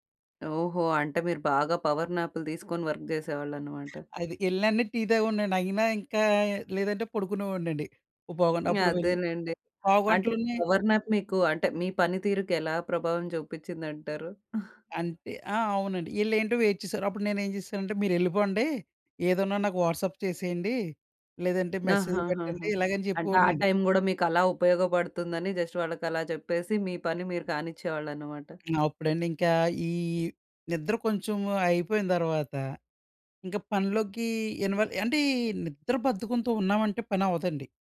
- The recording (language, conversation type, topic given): Telugu, podcast, పవర్ న్యాప్‌లు మీకు ఏ విధంగా ఉపయోగపడతాయి?
- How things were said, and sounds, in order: in English: "పవర్"; in English: "వర్క్"; other background noise; in English: "పవర్ న్యాప్"; chuckle; in English: "వెయిట్"; in English: "వాట్సాప్"; in English: "మెసేజ్"; in English: "జస్ట్"; tapping